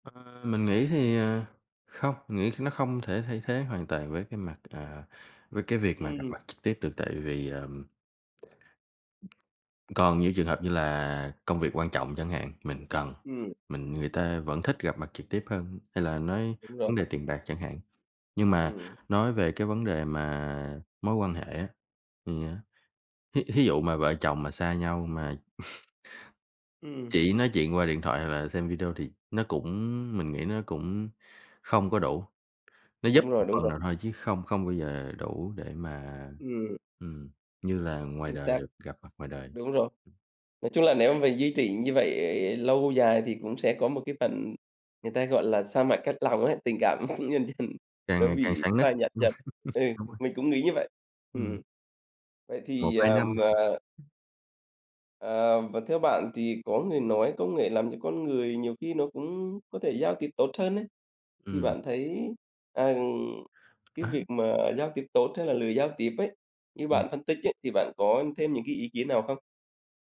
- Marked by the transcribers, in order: tapping; tsk; other background noise; chuckle; laughing while speaking: "dần"; laugh
- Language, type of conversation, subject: Vietnamese, podcast, Bạn nghĩ công nghệ ảnh hưởng đến các mối quan hệ xã hội như thế nào?
- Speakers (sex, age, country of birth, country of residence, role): male, 25-29, Vietnam, Vietnam, guest; male, 40-44, Vietnam, Vietnam, host